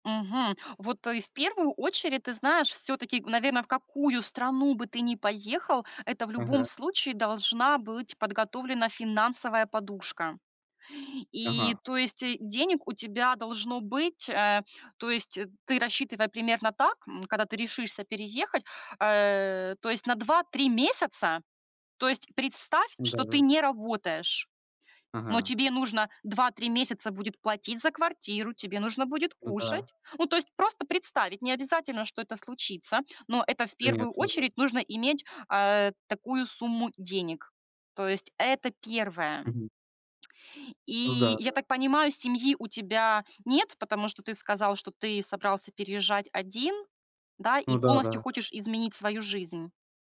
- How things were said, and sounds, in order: other background noise
- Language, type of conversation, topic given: Russian, advice, Как спланировать переезд в другой город или страну?